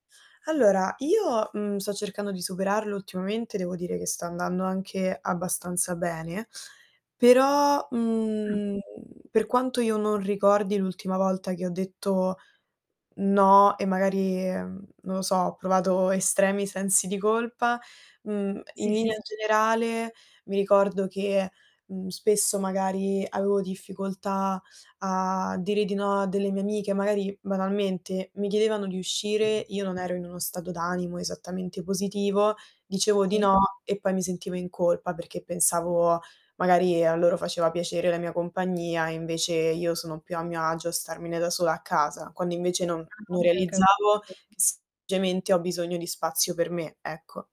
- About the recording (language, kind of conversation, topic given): Italian, podcast, Come puoi imparare a dire no senza sensi di colpa?
- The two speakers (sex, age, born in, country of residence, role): female, 18-19, Romania, Italy, host; female, 20-24, Italy, Italy, guest
- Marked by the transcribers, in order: static; other background noise; distorted speech; tapping; unintelligible speech